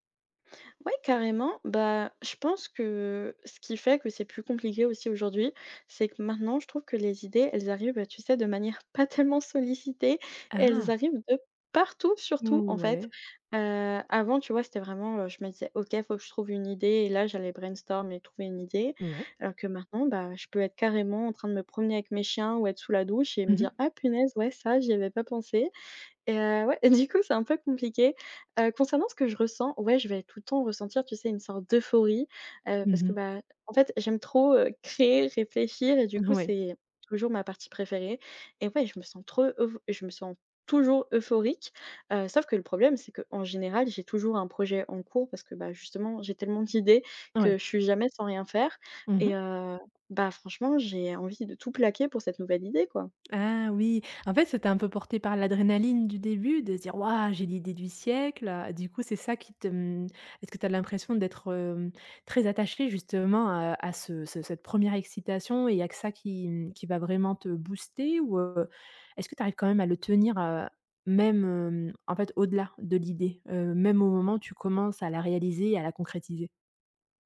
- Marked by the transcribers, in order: stressed: "partout"; in English: "brainstorm"; laughing while speaking: "et du coup"; laughing while speaking: "Ouais"; stressed: "toujours"; tapping
- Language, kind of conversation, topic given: French, advice, Comment choisir une idée à développer quand vous en avez trop ?